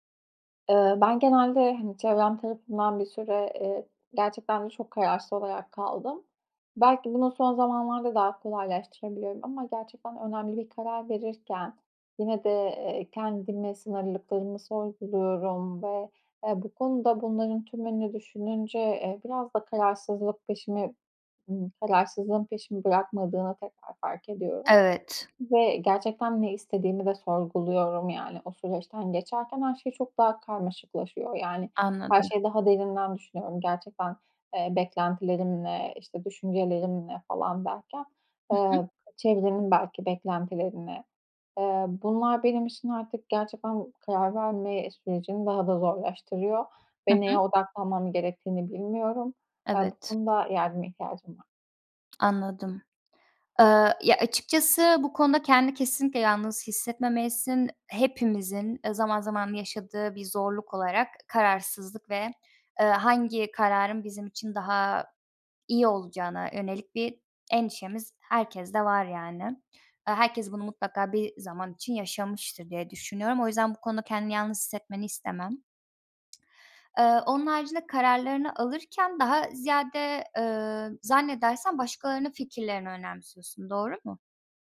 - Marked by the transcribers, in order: other background noise; tapping
- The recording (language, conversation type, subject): Turkish, advice, Önemli bir karar verirken aşırı kaygı ve kararsızlık yaşadığında bununla nasıl başa çıkabilirsin?